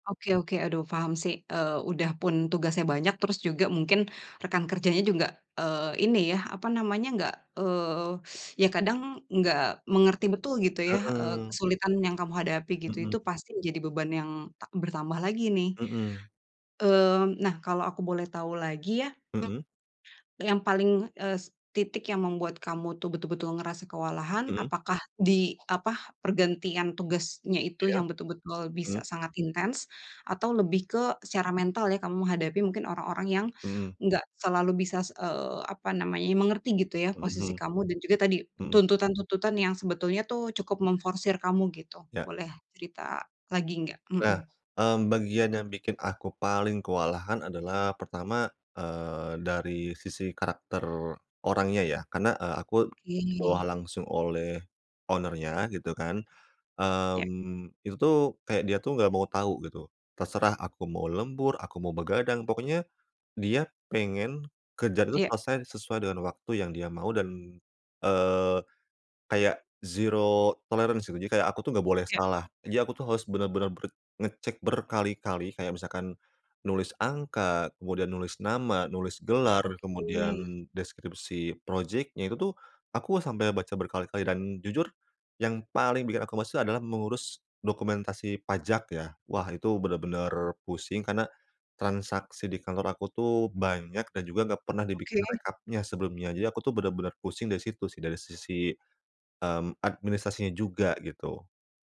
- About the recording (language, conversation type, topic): Indonesian, advice, Bagaimana cara memulai tugas besar yang membuat saya kewalahan?
- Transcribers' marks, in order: teeth sucking; in English: "owner-nya"; in English: "zero tolerance"